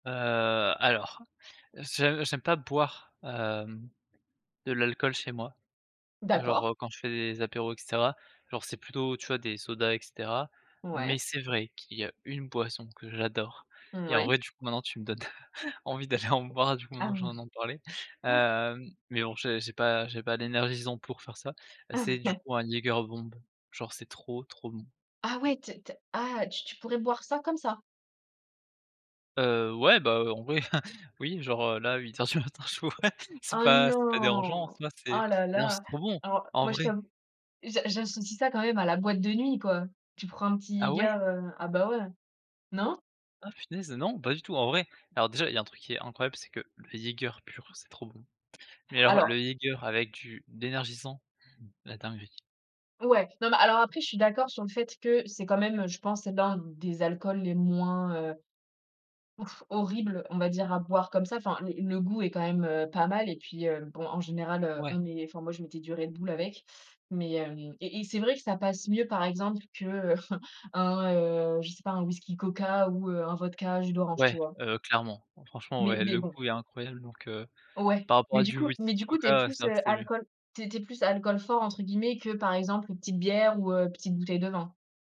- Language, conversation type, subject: French, podcast, Quels snacks simples et efficaces préparer pour un apéro de fête ?
- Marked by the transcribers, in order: chuckle; chuckle; surprised: "Ah ouais, t t ah, tu tu pourrais boire ça comme ça ?"; chuckle; laughing while speaking: "je pourrais"; chuckle; blowing; chuckle